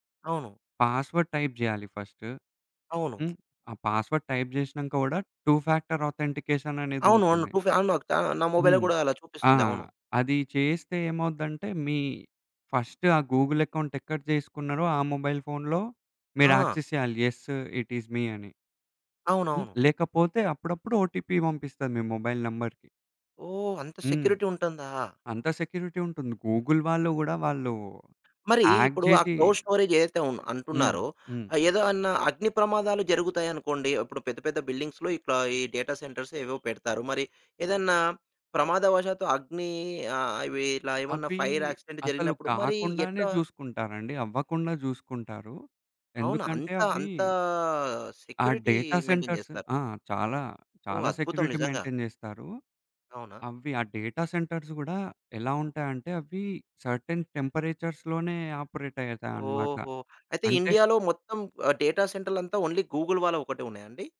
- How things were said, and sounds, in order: in English: "పాస్వర్డ్ టైప్"; in English: "ఫస్ట్"; lip smack; in English: "పాస్వర్డ్ టైప్"; in English: "టూ ఫ్యాక్టర్ ఆథెంటికేషన్"; in English: "టూ"; in English: "మొబైల్‌లో"; in English: "ఫస్ట్"; in English: "గూగుల్ అకౌంట్"; in English: "మొబైల్"; in English: "యాక్సెస్"; in English: "యెస్, ఇట్ ఈజ్ మీ"; in English: "ఓటీపీ"; in English: "మొబైల్ నంబర్‌కి"; in English: "సెక్యూరిటీ"; in English: "సెక్యూరిటీ"; in English: "గూగుల్"; other background noise; in English: "హాక్"; in English: "క్లౌడ్"; in English: "బిల్డింగ్స్‌లో"; in English: "డేటా"; in English: "ఫైర్ యాక్సిడెంట్"; in English: "సెక్యూరిటీ మెయింటైన్"; in English: "డేటా సెంటర్స్"; in English: "సెక్యూరిటీ మెయింటైన్"; in English: "డేటా సెంటర్స్"; in English: "సర్టెన్ టెంపరేచర్స్‌లోనే"; in English: "డేటా"; in English: "ఓన్లీ గూగుల్"
- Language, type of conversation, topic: Telugu, podcast, క్లౌడ్ నిల్వను ఉపయోగించి ఫైళ్లను సజావుగా ఎలా నిర్వహిస్తారు?